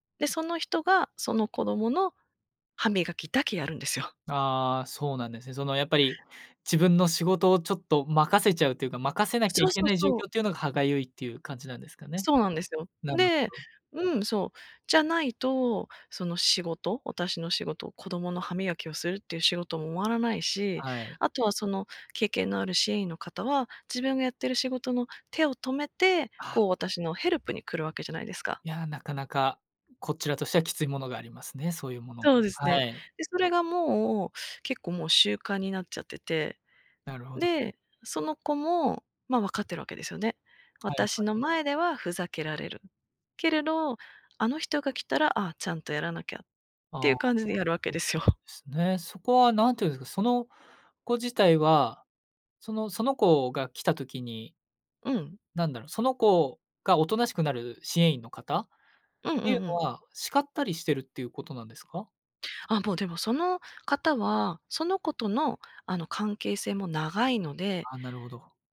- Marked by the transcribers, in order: in English: "ヘルプ"; other background noise; laughing while speaking: "わけですよ"
- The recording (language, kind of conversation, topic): Japanese, advice, 同僚と比べて自分には価値がないと感じてしまうのはなぜですか？